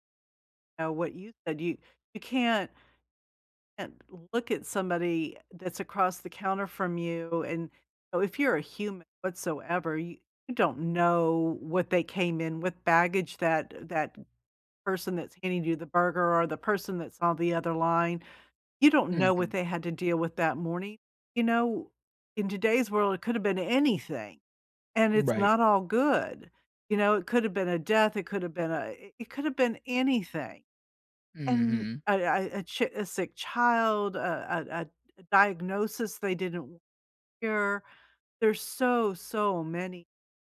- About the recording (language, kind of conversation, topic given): English, unstructured, What is the best way to stand up for yourself?
- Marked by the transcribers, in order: none